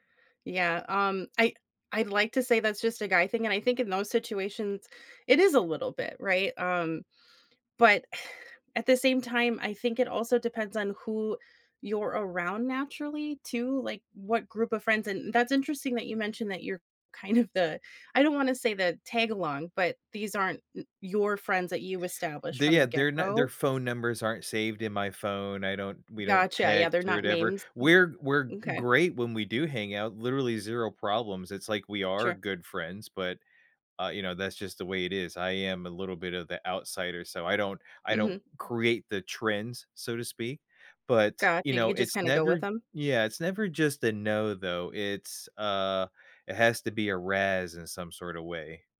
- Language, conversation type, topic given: English, unstructured, How can I make saying no feel less awkward and more natural?
- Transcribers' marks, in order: sigh; laughing while speaking: "of"